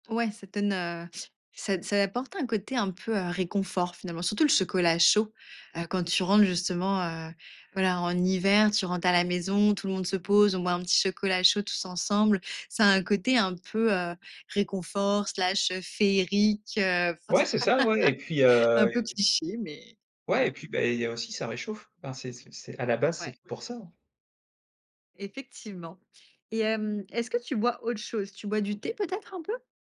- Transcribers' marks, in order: laugh; tapping
- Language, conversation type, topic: French, podcast, Quelle est ta relation avec le café et l’énergie ?